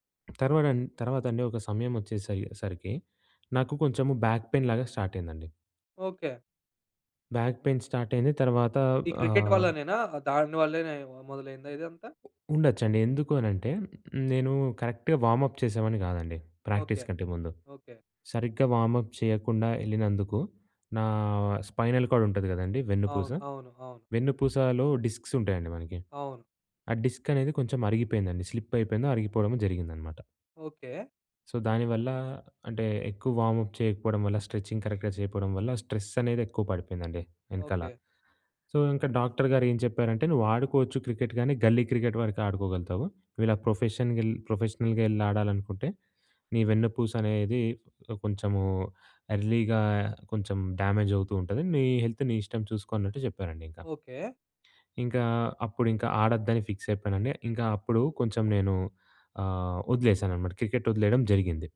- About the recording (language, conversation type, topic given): Telugu, podcast, ఒక చిన్న సహాయం పెద్ద మార్పు తేవగలదా?
- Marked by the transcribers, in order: other background noise; in English: "బ్యాక్‌పెయిన్‌లాగా స్టార్ట్"; in English: "బ్యాక్ పెయిన్ స్టార్ట్"; in English: "కరెక్ట్‌గా వార్మ్‌అప్"; in English: "ప్రాక్టీస్"; in English: "వార్మ్‌అప్"; in English: "స్పైనల్‌కార్డ్"; in English: "డిస్క్స్"; in English: "డిస్క్"; in English: "స్లిప్"; in English: "సో"; in English: "వార్మ్‌అప్"; in English: "స్ట్రెచింగ్ కరెక్ట్‌గా"; in English: "స్ట్రెస్"; tapping; in English: "సో"; in English: "ప్రొఫెషన్‌గెల్ ప్రొఫెషనల్‌గా"; in English: "ఎర్లీగా"; in English: "డ్యామేజ్"; in English: "హెల్త్"; in English: "ఫిక్స్"